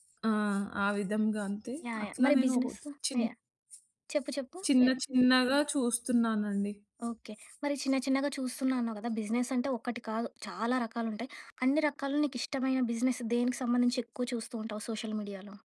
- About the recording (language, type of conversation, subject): Telugu, podcast, సోషియల్ మీడియా వాడుతున్నప్పుడు మరింత జాగ్రత్తగా, అవగాహనతో ఎలా ఉండాలి?
- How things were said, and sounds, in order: other background noise; in English: "బిజినెస్?"; in English: "బిజినెస్"; in English: "బిజినెస్"; in English: "సోషల్ మీడియాలో?"